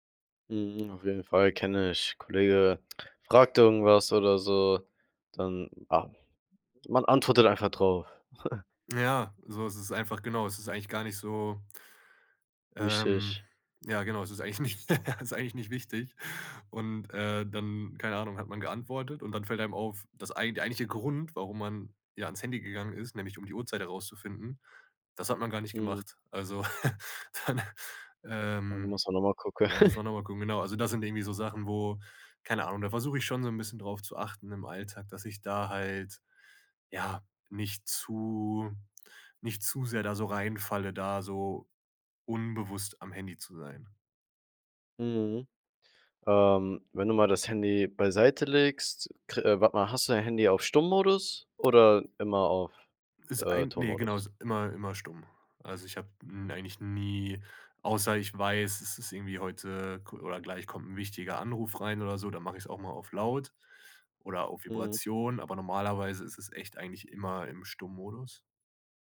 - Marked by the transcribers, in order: chuckle; laughing while speaking: "eigentlich nicht"; chuckle; chuckle; laughing while speaking: "dann"; laughing while speaking: "gucken"; drawn out: "zu"
- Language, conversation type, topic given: German, podcast, Wie planst du Pausen vom Smartphone im Alltag?
- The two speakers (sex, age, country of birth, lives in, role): male, 18-19, Germany, Germany, host; male, 25-29, Germany, Germany, guest